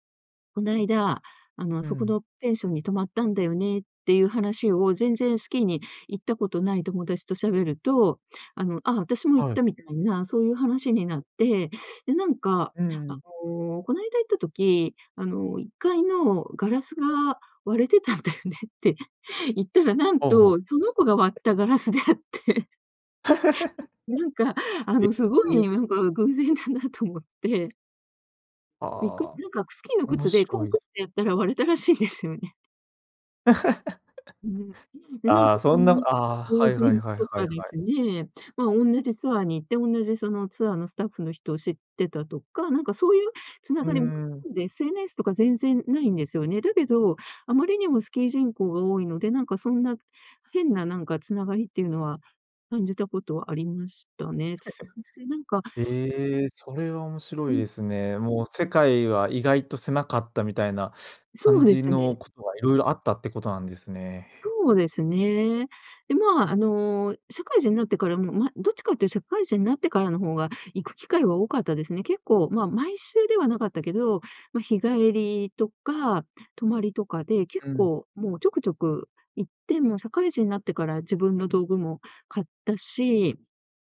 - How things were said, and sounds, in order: laughing while speaking: "割れてたんだよね"; laughing while speaking: "であって"; laugh; laughing while speaking: "偶然だなと思って"; laugh; unintelligible speech; unintelligible speech; laugh
- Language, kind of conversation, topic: Japanese, podcast, その趣味を始めたきっかけは何ですか？